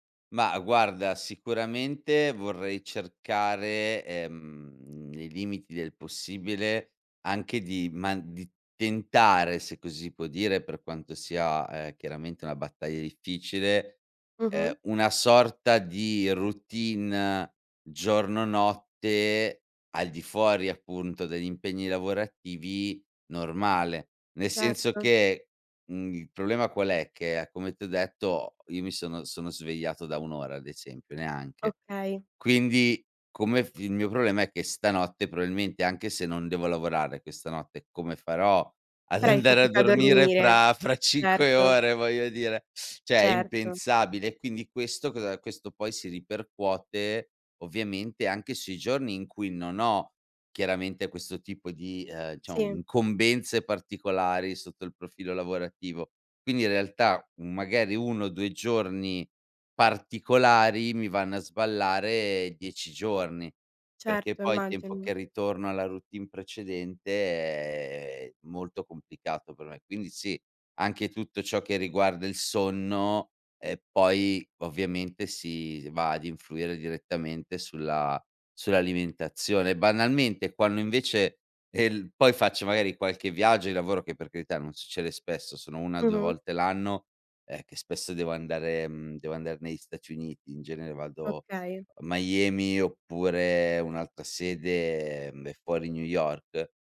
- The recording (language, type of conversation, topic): Italian, advice, Quali difficoltà incontri nel mantenere abitudini sane durante i viaggi o quando lavori fuori casa?
- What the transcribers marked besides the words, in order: "probabilmente" said as "proabilmente"; laughing while speaking: "andare a dormire fra fra cinque ore voglio dire"; "cioè" said as "ceh"